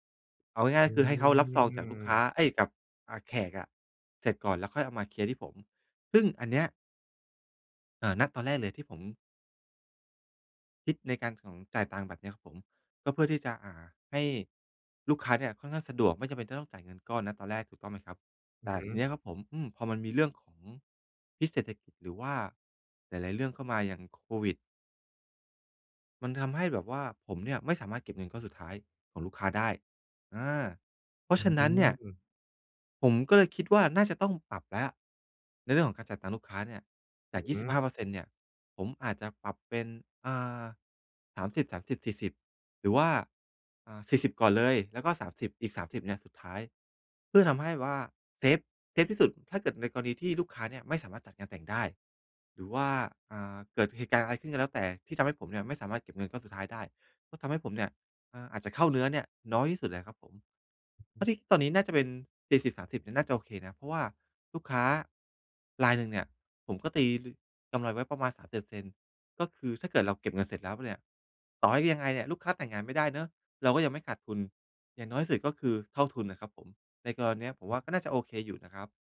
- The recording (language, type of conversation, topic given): Thai, advice, จะจัดการกระแสเงินสดของธุรกิจให้มั่นคงได้อย่างไร?
- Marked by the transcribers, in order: none